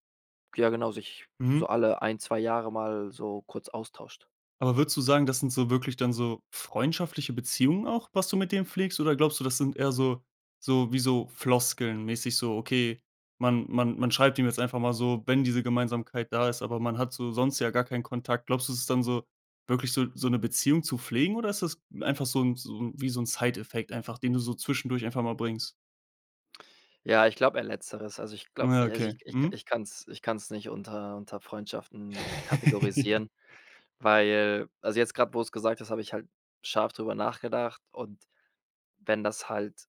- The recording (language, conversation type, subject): German, podcast, Wie wichtig sind dir Online-Freunde im Vergleich zu Freundinnen und Freunden, die du persönlich kennst?
- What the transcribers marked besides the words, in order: in English: "Side Effect"; giggle; laughing while speaking: "Ja"